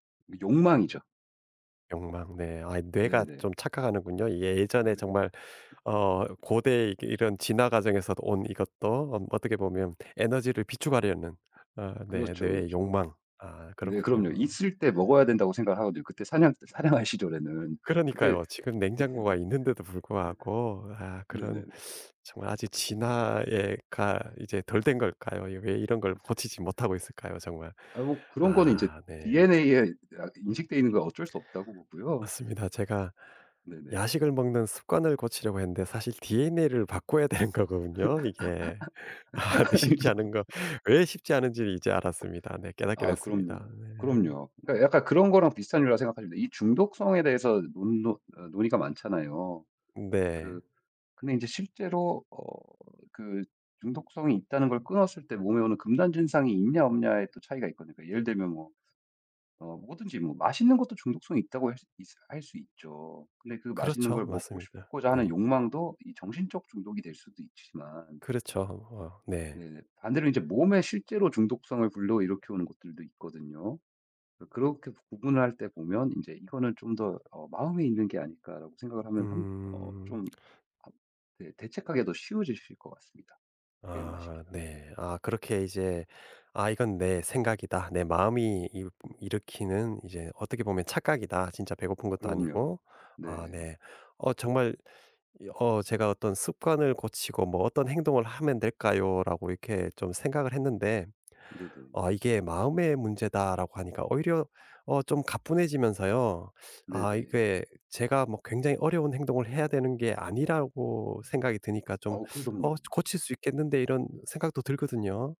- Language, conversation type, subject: Korean, advice, 잠들기 전에 스크린을 보거나 야식을 먹는 습관을 어떻게 고칠 수 있을까요?
- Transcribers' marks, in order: other background noise; tapping; laughing while speaking: "사냥할"; laughing while speaking: "네네"; laugh; laugh; laughing while speaking: "되는"; laugh; laughing while speaking: "아이고"; laugh; laughing while speaking: "아 쉽지 않은 거"; "그럼요" said as "그좀요"